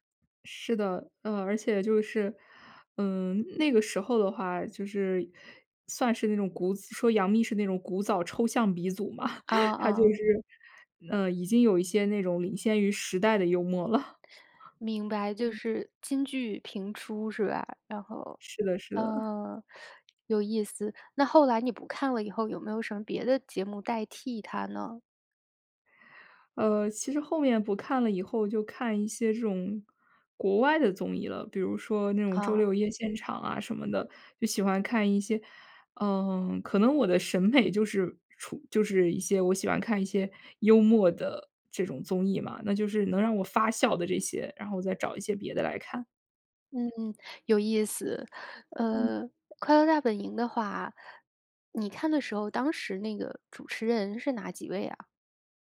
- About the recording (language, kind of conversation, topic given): Chinese, podcast, 你小时候最爱看的节目是什么？
- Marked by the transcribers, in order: chuckle; laughing while speaking: "了"; other background noise; tapping; laughing while speaking: "美"